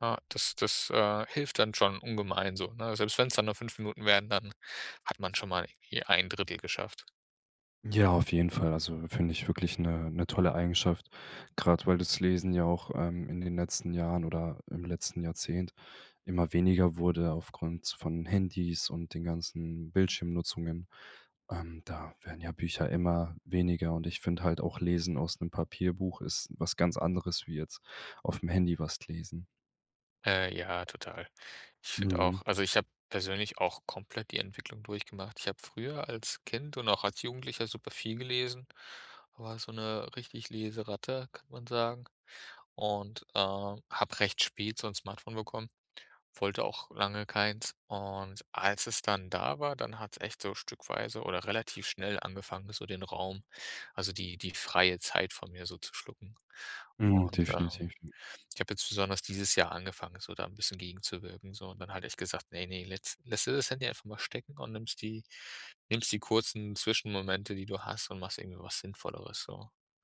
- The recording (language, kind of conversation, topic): German, podcast, Wie nutzt du 15-Minuten-Zeitfenster sinnvoll?
- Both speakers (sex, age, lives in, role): male, 25-29, Germany, host; male, 30-34, Germany, guest
- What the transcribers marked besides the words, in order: other background noise